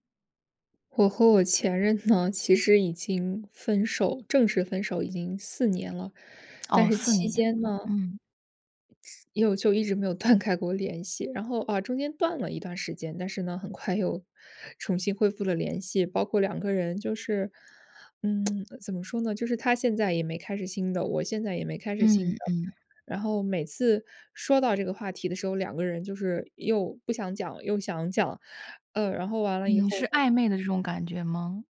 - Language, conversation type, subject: Chinese, advice, 我对前任还存在情感上的纠葛，该怎么办？
- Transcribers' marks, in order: laughing while speaking: "呢"; other background noise; laughing while speaking: "断开过"; inhale; lip smack